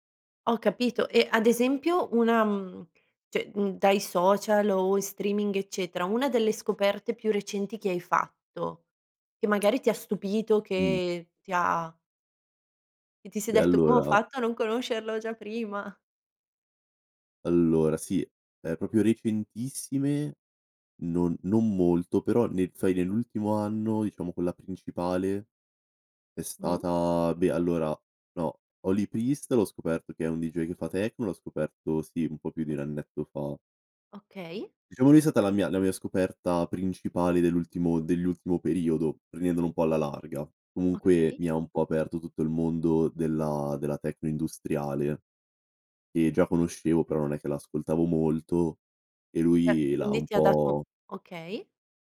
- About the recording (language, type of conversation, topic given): Italian, podcast, Come scegli la nuova musica oggi e quali trucchi usi?
- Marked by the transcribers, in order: "cioè" said as "ceh"; "proprio" said as "propio"; "Cioè" said as "ceh"